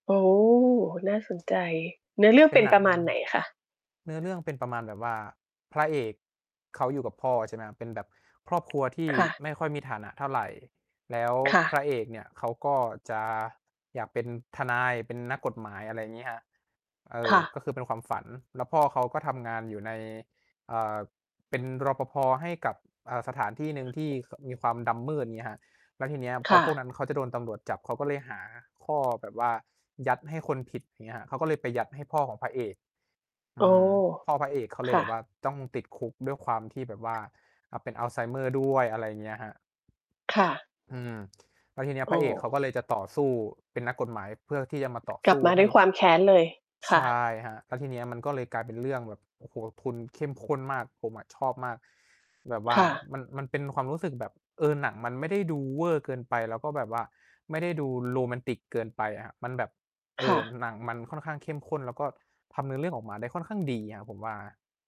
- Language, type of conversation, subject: Thai, unstructured, กิจกรรมใดที่คุณคิดว่าช่วยลดความเครียดได้ดีที่สุด?
- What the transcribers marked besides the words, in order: tapping; other background noise; distorted speech